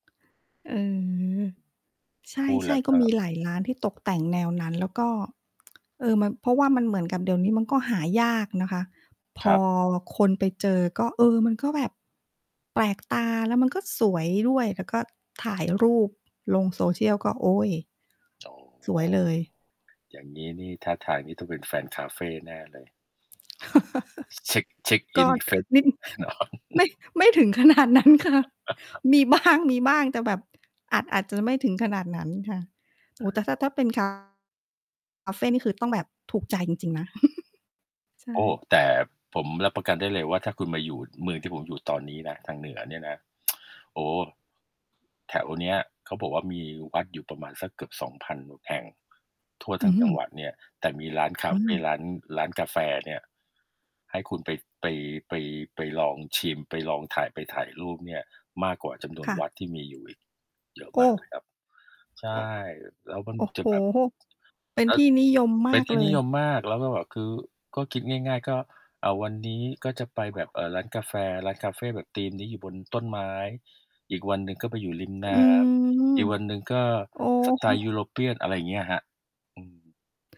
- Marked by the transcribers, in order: tapping; mechanical hum; other noise; distorted speech; static; chuckle; laughing while speaking: "ขนาดนั้นค่ะ มีบ้าง"; laughing while speaking: "แน่นอน"; chuckle; chuckle; tsk; other background noise; chuckle
- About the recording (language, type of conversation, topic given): Thai, unstructured, ร้านอาหารที่คุณไปกินเป็นประจำคือร้านอะไร?